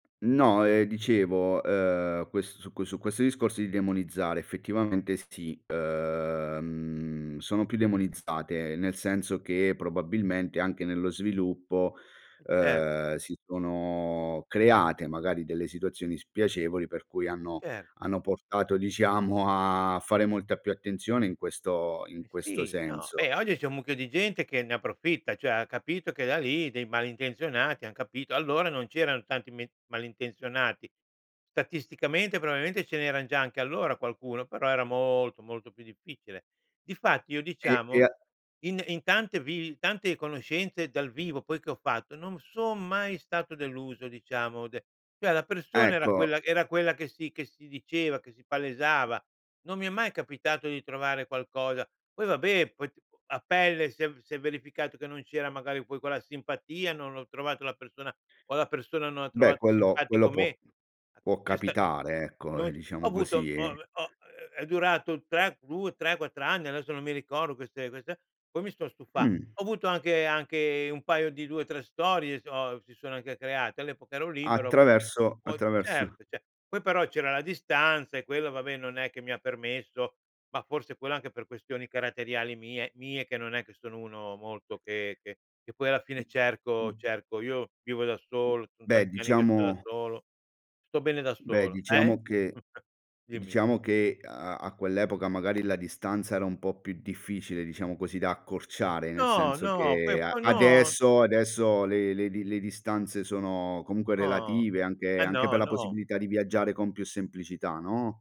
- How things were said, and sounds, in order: drawn out: "uhm"; "cioè" said as "ceh"; "Statisticamente" said as "tatisticamente"; "probabilmente" said as "probablemente"; drawn out: "molto"; tapping; "cioè" said as "ceh"; other noise; other background noise; chuckle; stressed: "adesso"
- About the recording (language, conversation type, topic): Italian, podcast, Hai mai trasformato un’amicizia online in una reale?